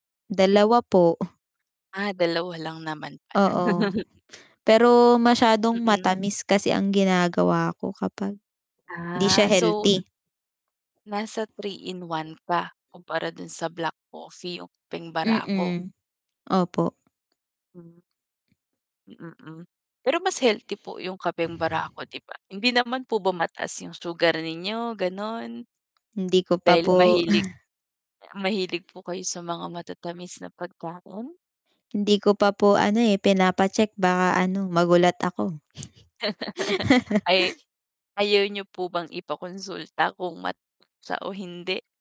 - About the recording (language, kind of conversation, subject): Filipino, unstructured, Paano mo isinasama ang masusustansiyang pagkain sa iyong pang-araw-araw na pagkain?
- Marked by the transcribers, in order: mechanical hum; chuckle; static; distorted speech; tapping; chuckle; chuckle; laugh